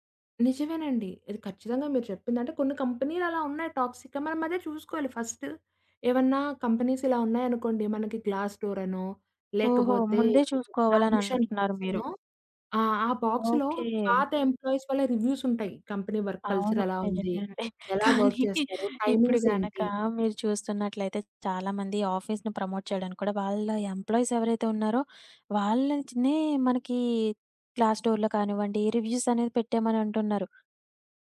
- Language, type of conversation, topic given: Telugu, podcast, ఆఫీస్ సమయం ముగిసాక కూడా పని కొనసాగకుండా మీరు ఎలా చూసుకుంటారు?
- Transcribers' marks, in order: in English: "టాక్సిక్‌గా"; in English: "ఫస్ట్"; in English: "యాంబిషన్"; in English: "ఎంప్లాయీస్"; in English: "కంపెనీ వర్క్"; laughing while speaking: "కానీ"; in English: "వర్క్"; in English: "ఆఫీస్‌ని ప్రమోట్"; in English: "క్లాస్ డోర్‌లో"; other background noise